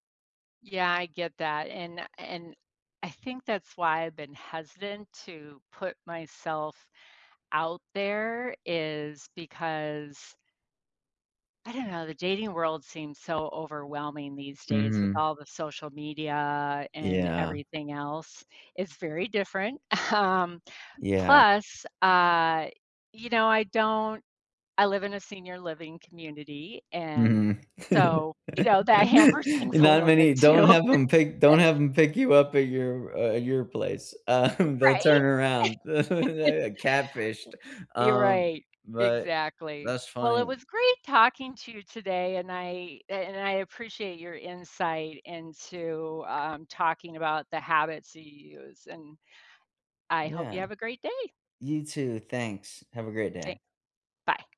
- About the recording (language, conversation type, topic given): English, unstructured, How can simple everyday friendship habits help you feel better and closer to your friends?
- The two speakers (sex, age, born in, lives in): female, 60-64, United States, United States; male, 35-39, United States, United States
- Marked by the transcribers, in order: tapping; laughing while speaking: "um"; laugh; laughing while speaking: "too"; laugh; laughing while speaking: "um"; laugh; other background noise